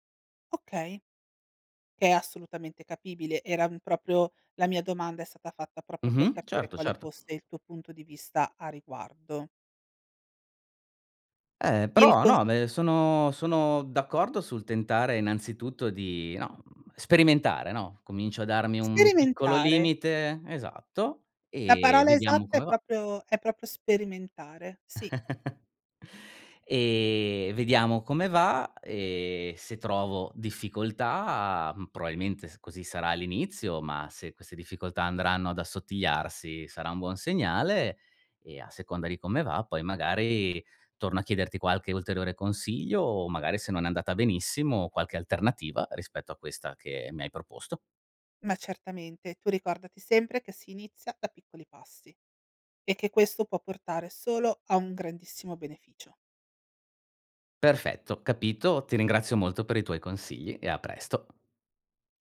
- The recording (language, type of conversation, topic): Italian, advice, Come posso isolarmi mentalmente quando lavoro da casa?
- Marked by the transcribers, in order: "proprio" said as "propio"; chuckle; "probabilmente" said as "proabilmente"; tapping